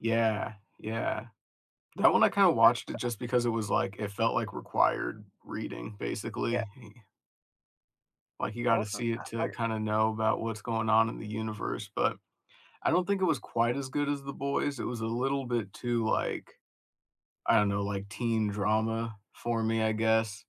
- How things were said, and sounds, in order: unintelligible speech; chuckle
- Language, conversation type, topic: English, unstructured, Which movie this year surprised you the most, and what about it caught you off guard?
- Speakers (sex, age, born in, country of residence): male, 35-39, United States, United States; male, 35-39, United States, United States